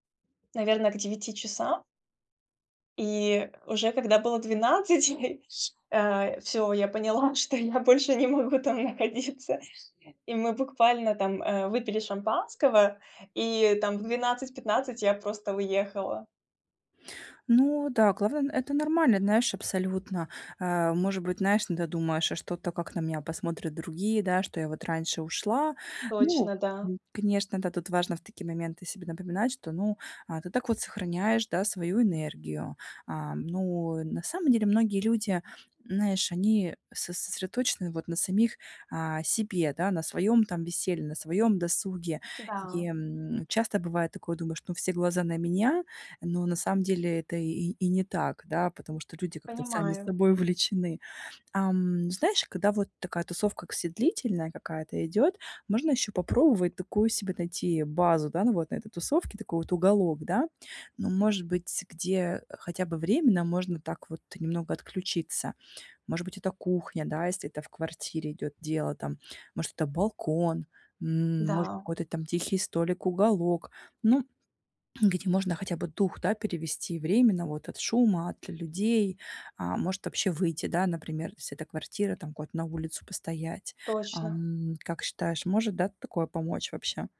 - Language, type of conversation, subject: Russian, advice, Как справиться с давлением и дискомфортом на тусовках?
- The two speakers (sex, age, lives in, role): female, 35-39, France, user; female, 40-44, Spain, advisor
- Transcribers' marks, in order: tapping; laughing while speaking: "я больше не могу там находиться"